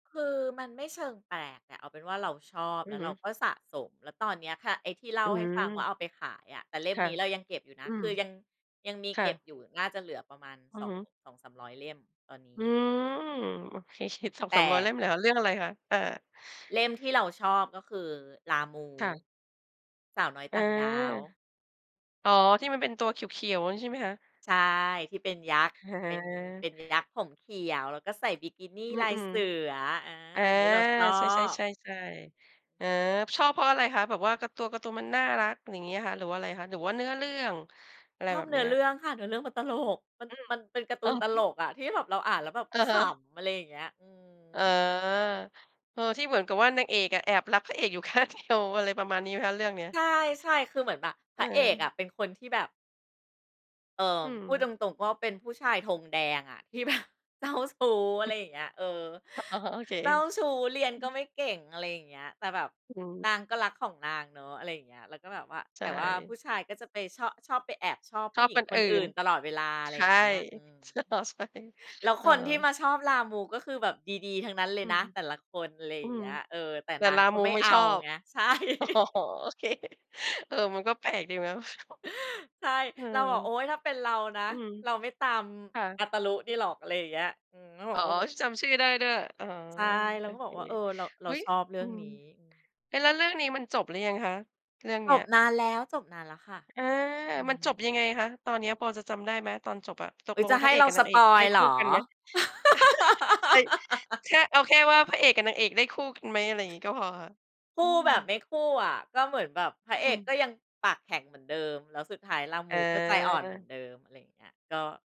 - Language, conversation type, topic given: Thai, podcast, ตอนเด็กๆ คุณเคยสะสมอะไรบ้าง เล่าให้ฟังหน่อยได้ไหม?
- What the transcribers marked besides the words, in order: laughing while speaking: "เฉียด"; laughing while speaking: "อะฮะ"; laughing while speaking: "ข้างเดียว"; laughing while speaking: "ที่แบบเจ้าชู้"; laughing while speaking: "อ๋อ"; other noise; laughing while speaking: "อ๋อ ใช่"; laughing while speaking: "ใช่"; laugh; laughing while speaking: "อ๋อ โอเค เออ มันก็แปลกดีนะ"; tapping; laugh; laughing while speaking: "ใช่"; laugh